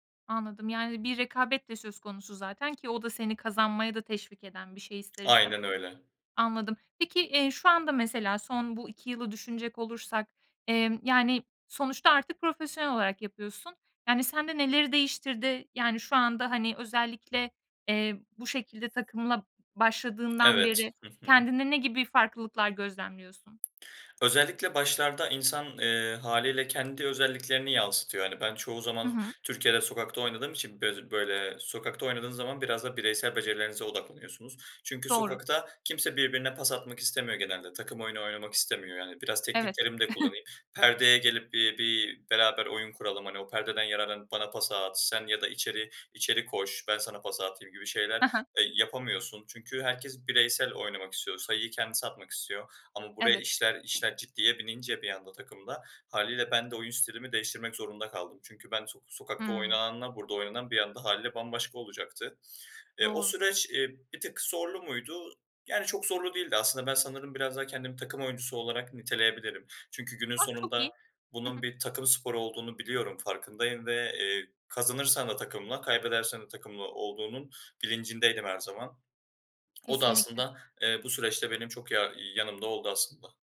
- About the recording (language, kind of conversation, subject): Turkish, podcast, Hobiniz sizi kişisel olarak nasıl değiştirdi?
- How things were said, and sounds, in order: other noise; other background noise; chuckle